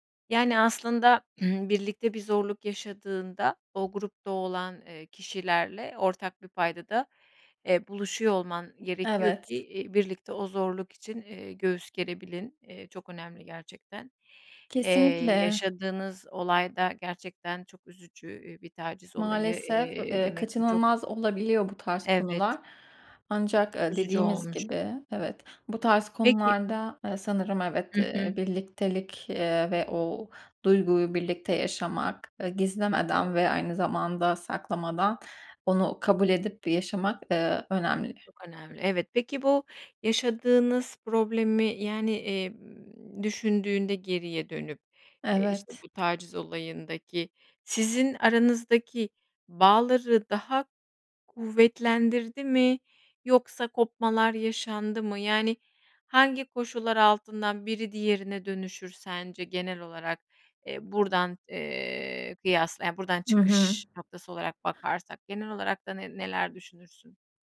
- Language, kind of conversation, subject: Turkish, podcast, Bir grup içinde ortak zorluklar yaşamak neyi değiştirir?
- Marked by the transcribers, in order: cough; other background noise; tapping